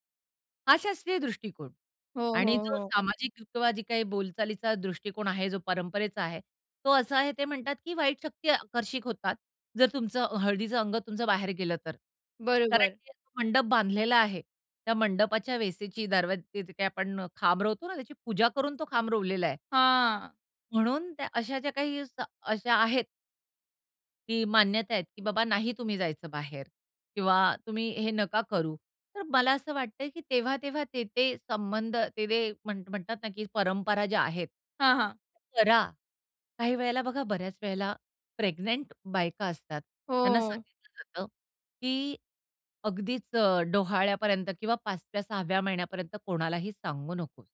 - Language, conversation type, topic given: Marathi, podcast, त्यांची खाजगी मोकळीक आणि सार्वजनिक आयुष्य यांच्यात संतुलन कसं असावं?
- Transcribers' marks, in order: unintelligible speech; other noise